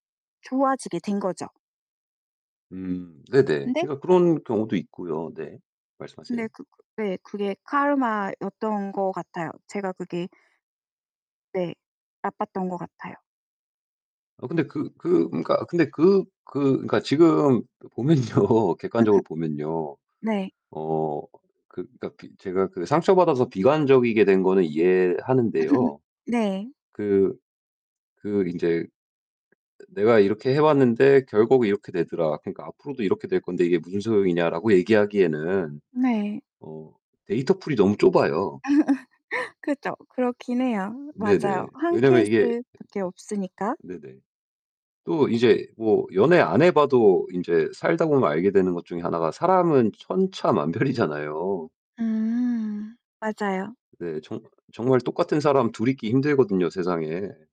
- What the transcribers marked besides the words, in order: other background noise; laughing while speaking: "보면요"; laugh; laugh; in English: "데이터 풀이"; laugh; laughing while speaking: "천차만별이잖아요"
- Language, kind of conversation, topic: Korean, advice, 실패한 뒤 다시 시작할 동기를 어떻게 찾을 수 있을까요?